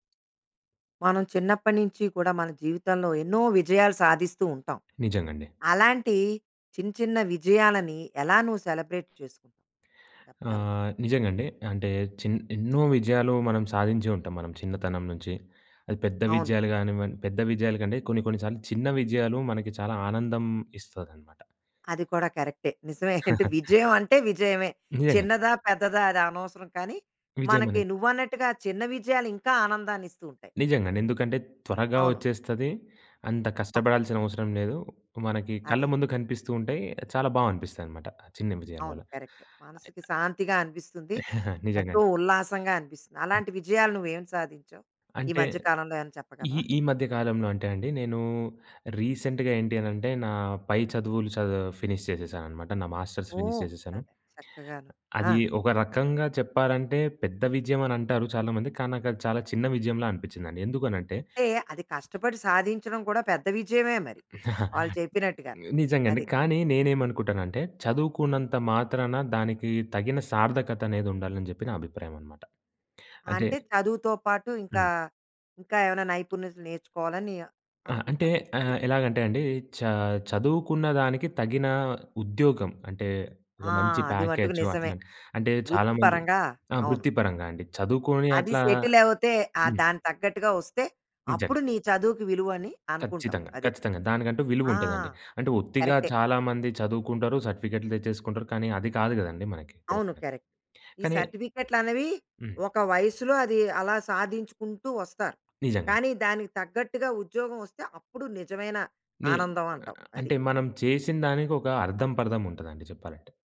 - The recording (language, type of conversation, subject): Telugu, podcast, చిన్న విజయాలను నువ్వు ఎలా జరుపుకుంటావు?
- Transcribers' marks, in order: in English: "సెలబ్రేట్"; giggle; other background noise; giggle; tapping; chuckle; in English: "రీసెంట్‌గా"; in English: "ఫినిష్"; in English: "మాస్టర్స్ ఫినిష్"; giggle; in English: "కరెక్ట్"